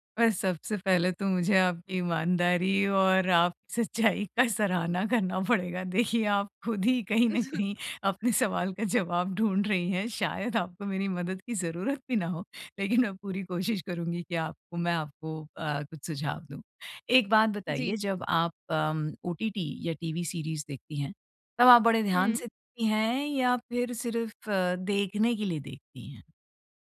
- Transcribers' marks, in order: laughing while speaking: "सच्चाई का सराहना करना पड़ेगा … शायद आपको मेरी"; chuckle; laughing while speaking: "लेकिन मैं पूरी कोशिश करूँगी कि"
- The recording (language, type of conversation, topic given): Hindi, advice, बोरियत को उत्पादकता में बदलना